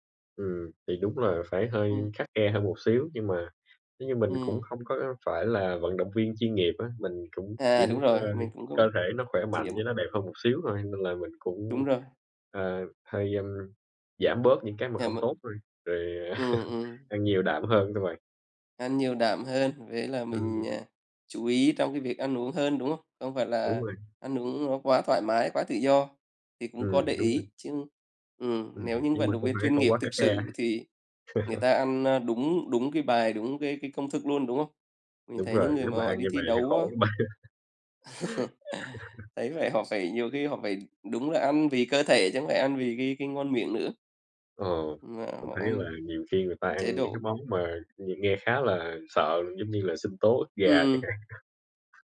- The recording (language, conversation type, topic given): Vietnamese, unstructured, Làm thế nào để giữ động lực khi bắt đầu một chế độ luyện tập mới?
- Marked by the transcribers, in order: tapping; other background noise; chuckle; laugh; laughing while speaking: "bạn"; laugh; laughing while speaking: "hạn"; chuckle